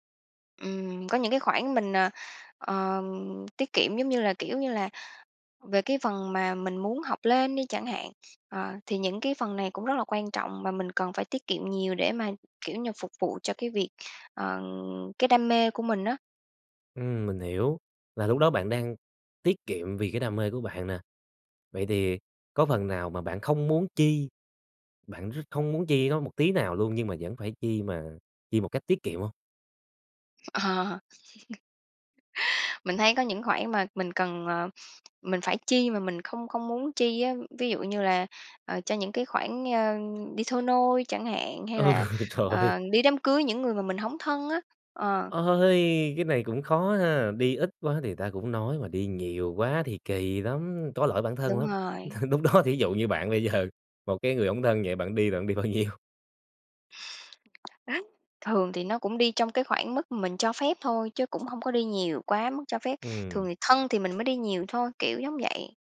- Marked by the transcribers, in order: tapping; laugh; laughing while speaking: "Ừ, trời"; laughing while speaking: "Lúc đó"; laughing while speaking: "bao nhiêu?"; chuckle
- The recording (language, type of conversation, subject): Vietnamese, podcast, Bạn cân bằng giữa tiết kiệm và tận hưởng cuộc sống thế nào?